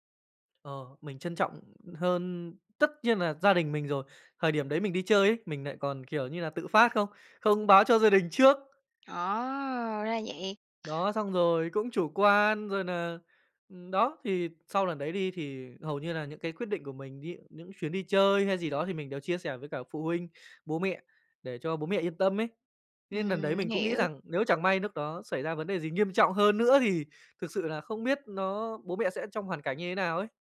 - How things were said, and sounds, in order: tapping
- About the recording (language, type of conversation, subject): Vietnamese, podcast, Bạn đã từng suýt gặp tai nạn nhưng may mắn thoát nạn chưa?